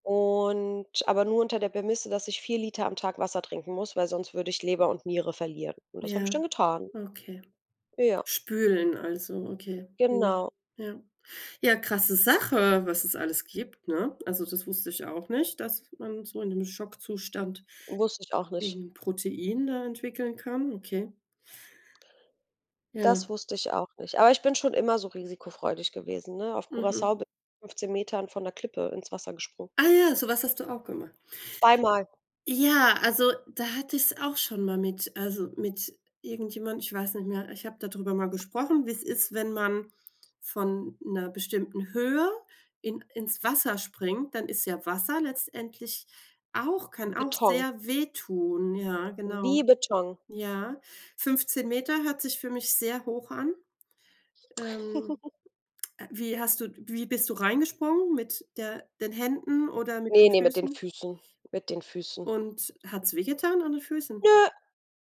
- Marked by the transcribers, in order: drawn out: "Und"; "Prämisse" said as "Bämisse"; surprised: "krasse Sache"; other background noise; laugh
- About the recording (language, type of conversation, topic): German, unstructured, Wie entscheidest du dich zwischen Abenteuer und Sicherheit?